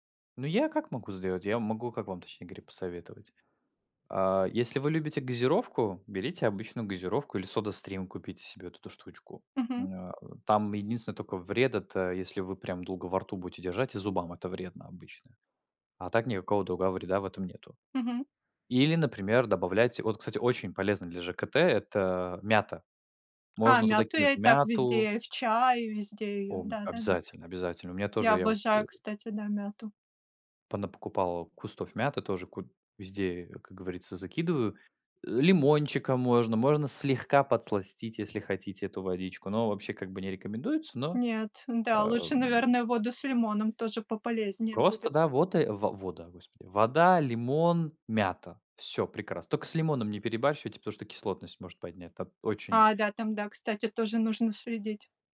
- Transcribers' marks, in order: tapping; other background noise
- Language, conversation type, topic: Russian, unstructured, Как ты убеждаешь близких питаться более полезной пищей?